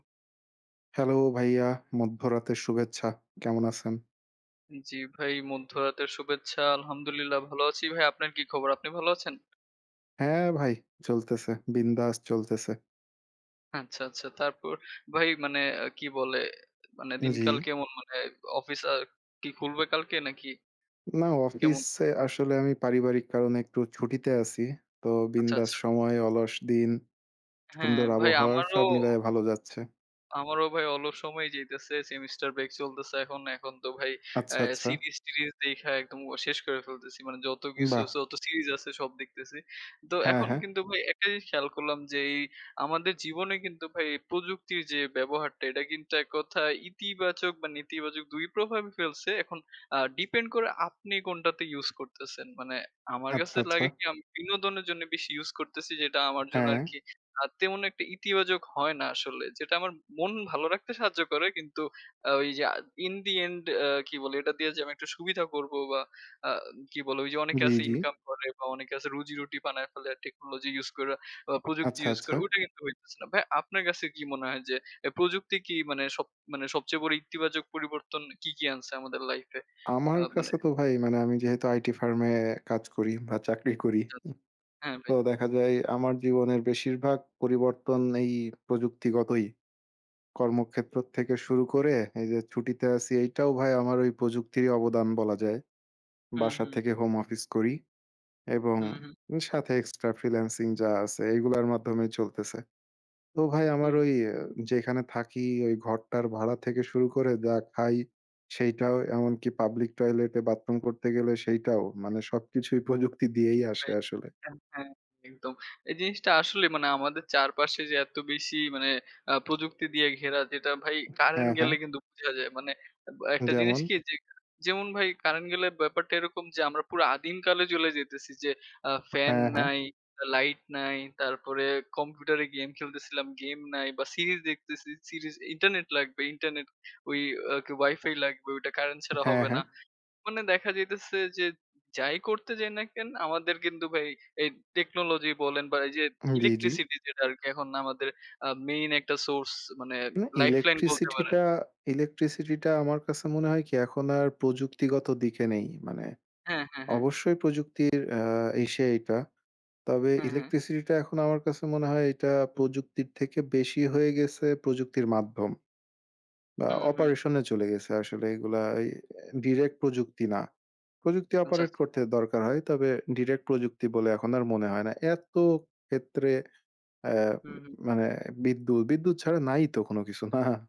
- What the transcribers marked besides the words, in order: tapping; other background noise; horn
- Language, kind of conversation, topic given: Bengali, unstructured, আপনার জীবনে প্রযুক্তি সবচেয়ে বড় কোন ইতিবাচক পরিবর্তন এনেছে?